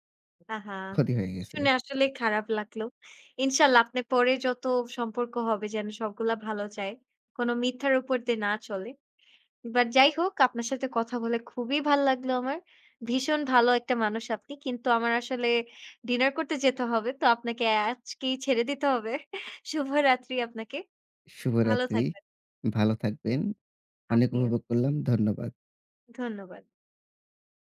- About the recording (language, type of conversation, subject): Bengali, unstructured, আপনি কি মনে করেন মিথ্যা বলা কখনো ঠিক?
- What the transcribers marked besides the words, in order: lip smack; chuckle